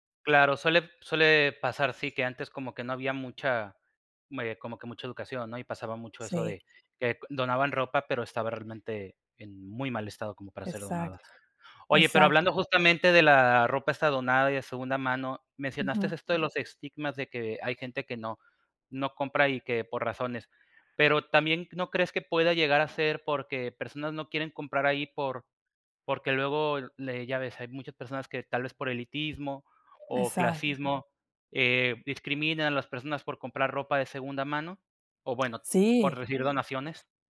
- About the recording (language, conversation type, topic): Spanish, podcast, Oye, ¿qué opinas del consumo responsable en la moda?
- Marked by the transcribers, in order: other noise